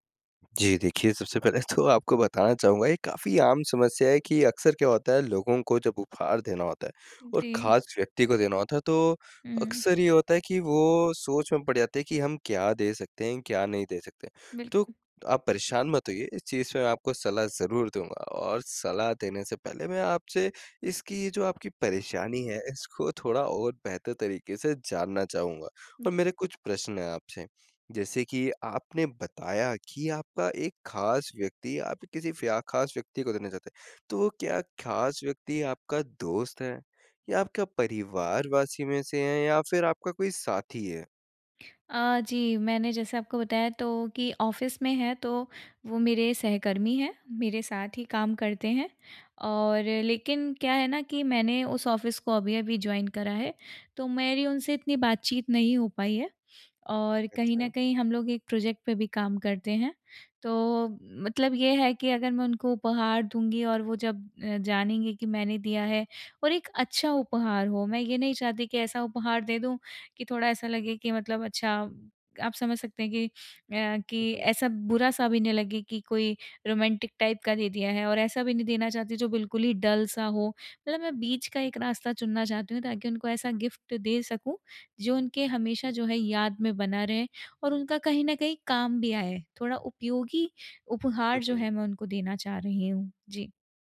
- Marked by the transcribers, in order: laughing while speaking: "पहले तो"; in English: "ऑफिस"; in English: "ऑफिस"; in English: "जॉइन"; in English: "रोमांटिक टाइप"; in English: "डल"; in English: "गिफ्ट"
- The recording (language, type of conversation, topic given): Hindi, advice, मैं किसी के लिए उपयुक्त और खास उपहार कैसे चुनूँ?